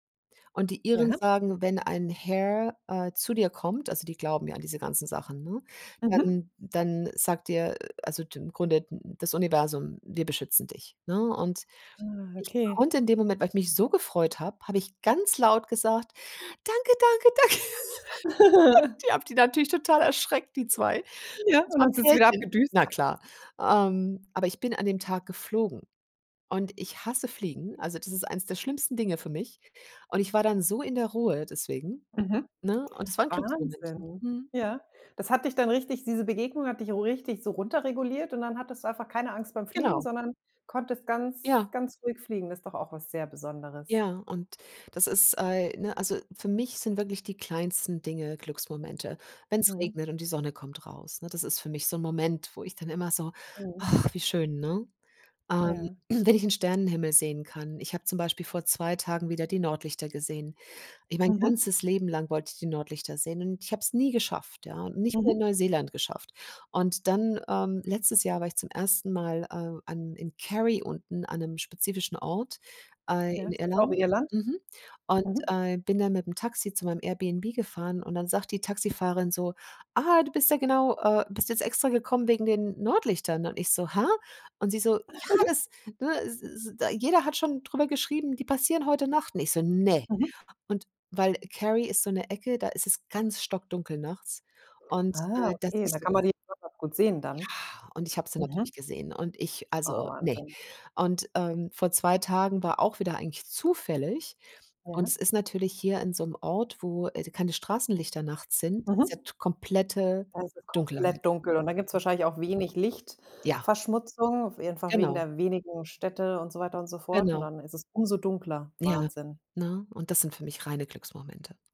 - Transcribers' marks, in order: put-on voice: "danke, danke, danke"; laughing while speaking: "danke"; chuckle; throat clearing; giggle
- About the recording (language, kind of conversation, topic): German, podcast, Wie findest du kleine Glücksmomente im Alltag?